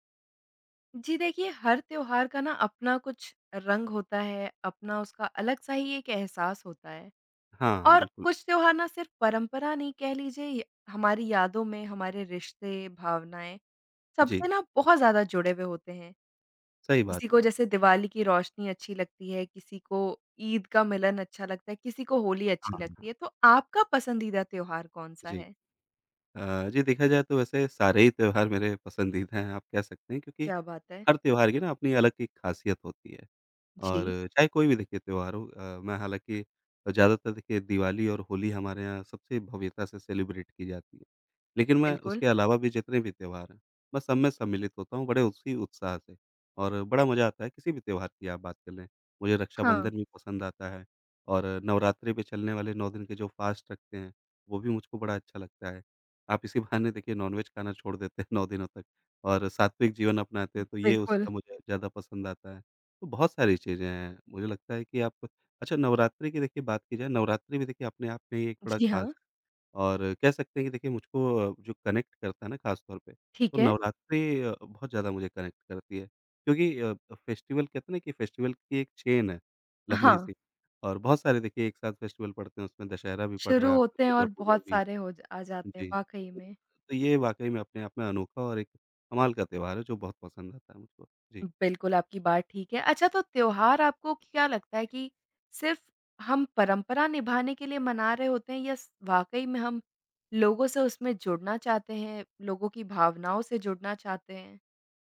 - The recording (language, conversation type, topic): Hindi, podcast, कौन-सा त्योहार आपको सबसे ज़्यादा भावनात्मक रूप से जुड़ा हुआ लगता है?
- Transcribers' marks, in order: tapping; other background noise; in English: "सेलिब्रेट"; in English: "फ़ास्ट"; in English: "नॉन-वेज़"; in English: "कनेक्ट"; in English: "कनेक्ट"; in English: "फेस्टिवल"; in English: "फेस्टिवल"; in English: "चेन"; in English: "फेस्टिवल"